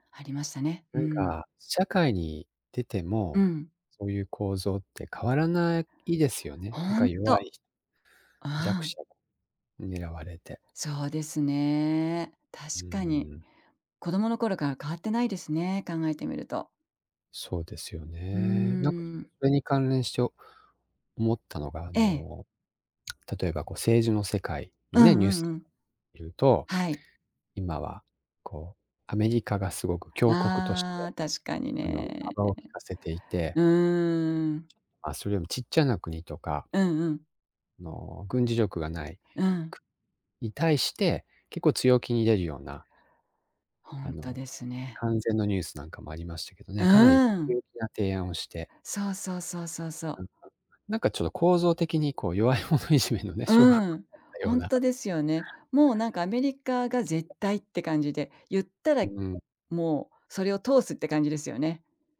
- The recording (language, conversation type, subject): Japanese, unstructured, 最近のニュースを見て、怒りを感じたことはありますか？
- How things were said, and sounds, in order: tapping; laughing while speaking: "弱い者いじめのね小学こ なような"; other background noise